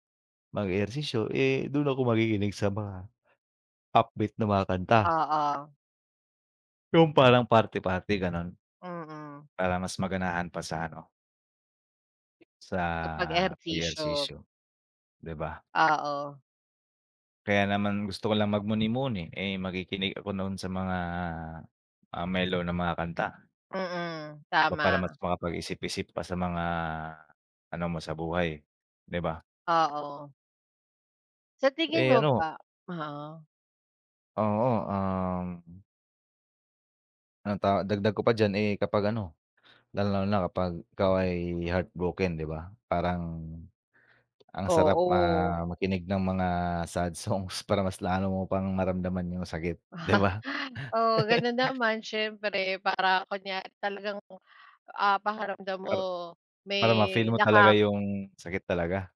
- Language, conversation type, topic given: Filipino, unstructured, Paano nakaaapekto ang musika sa iyong araw-araw na buhay?
- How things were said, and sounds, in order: yawn; other background noise; chuckle